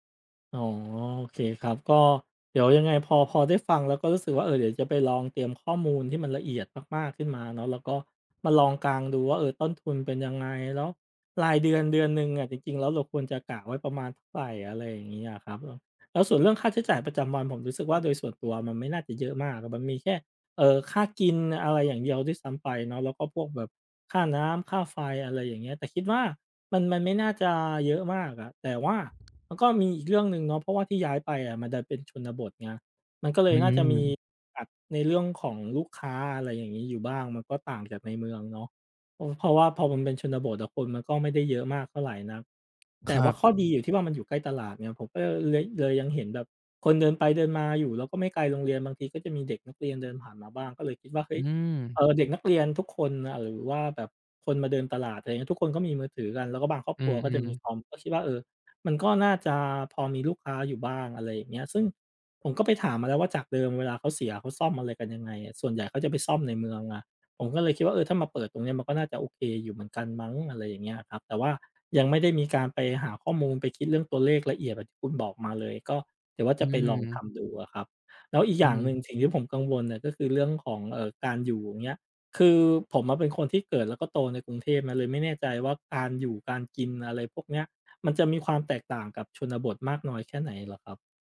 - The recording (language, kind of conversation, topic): Thai, advice, คุณควรลาออกจากงานที่มั่นคงเพื่อเริ่มธุรกิจของตัวเองหรือไม่?
- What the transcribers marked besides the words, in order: tapping; other background noise